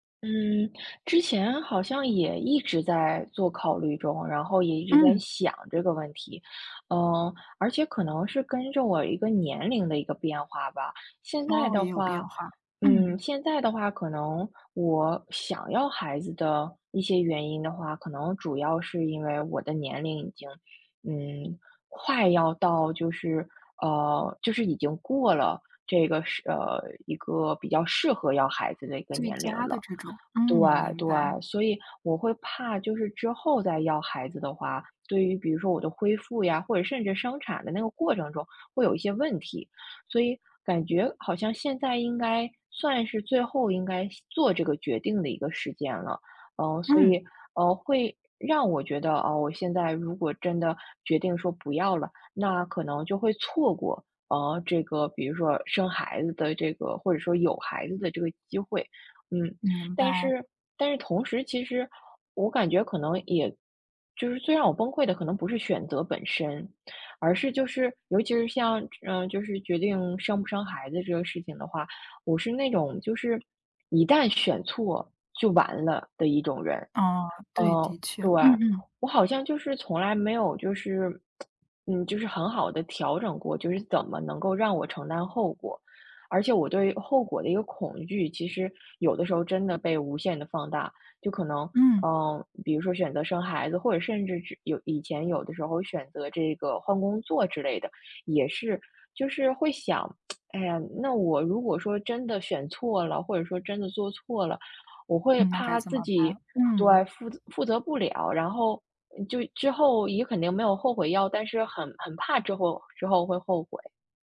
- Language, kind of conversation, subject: Chinese, advice, 当你面临重大决定却迟迟无法下定决心时，你通常会遇到什么情况？
- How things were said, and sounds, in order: tsk; tsk